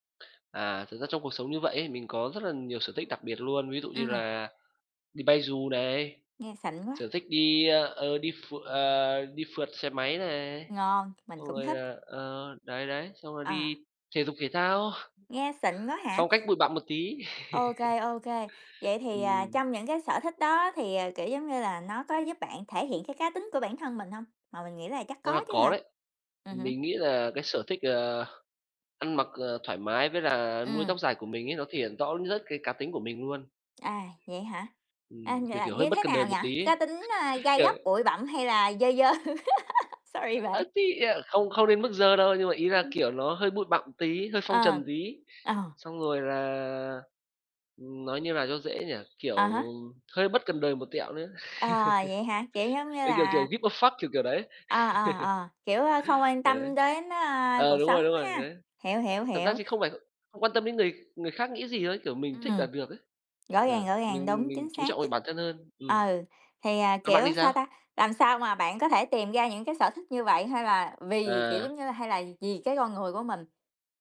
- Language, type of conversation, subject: Vietnamese, unstructured, Bạn có sở thích nào giúp bạn thể hiện cá tính của mình không?
- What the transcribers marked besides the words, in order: tapping; laugh; other background noise; laugh; laughing while speaking: "dơ? Sorry bạn"; laugh; in English: "Sorry"; laugh; horn; laugh; in English: "give a fuck"; laugh